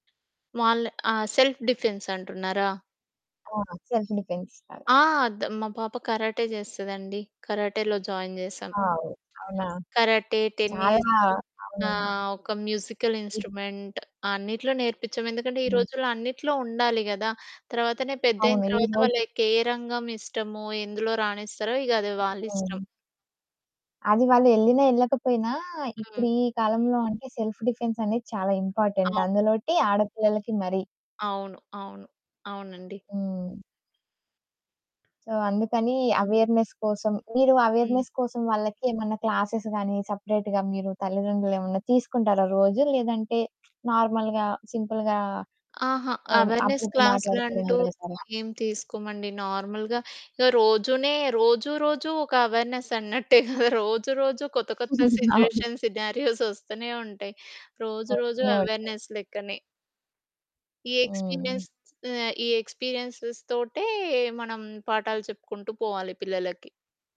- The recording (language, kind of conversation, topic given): Telugu, podcast, పిల్లలకు బాధ్యతా భావం, కార్యనిబద్ధతను మీరు ఎలా నేర్పిస్తారు?
- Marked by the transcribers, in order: in English: "సెల్ఫ్ డిఫెన్స్"; in English: "సెల్ఫ్ డిఫెన్స్"; in English: "జాయిన్"; other background noise; in English: "టెన్నిస్"; in English: "మ్యూజికల్ ఇన్స్ట్రుమెంట్"; in English: "సెల్ఫ్ డిఫెన్స్"; in English: "ఇంపార్టెంట్"; distorted speech; in English: "సో"; in English: "అవేర్నెస్"; in English: "అవేర్నెస్"; in English: "క్లాసెస్"; in English: "సెపరేట్‌గా"; lip smack; in English: "నార్మల్‌గా, సింపుల్‌గా"; in English: "అవేర్నెస్"; in English: "నార్మల్‌గా"; in English: "అవేర్నెస్"; giggle; in English: "సిట్యుయేషన్స్, సినారియోస్"; giggle; in English: "అవేర్నెస్"; in English: "ఎక్స్పీరియన్స్"; in English: "ఎక్స్పీరియన్స్‌స్"